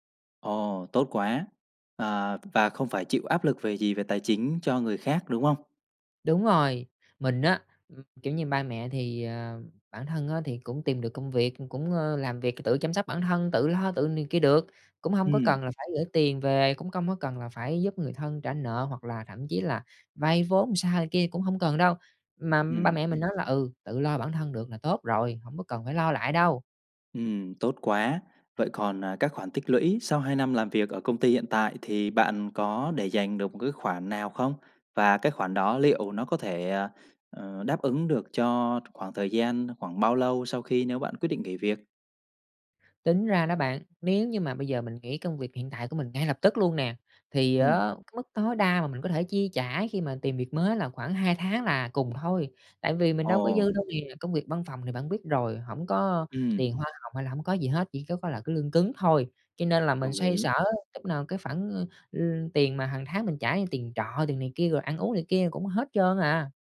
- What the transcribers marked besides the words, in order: tapping; other background noise
- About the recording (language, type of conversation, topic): Vietnamese, advice, Bạn đang chán nản điều gì ở công việc hiện tại, và bạn muốn một công việc “có ý nghĩa” theo cách nào?